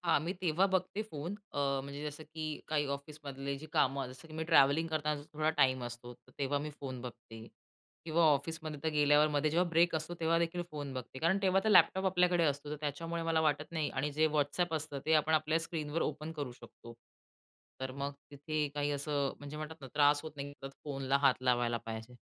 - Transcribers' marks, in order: tapping; in English: "ओपन"; other background noise
- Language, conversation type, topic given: Marathi, podcast, सकाळी उठल्यावर तुम्ही सर्वात आधी काय करता?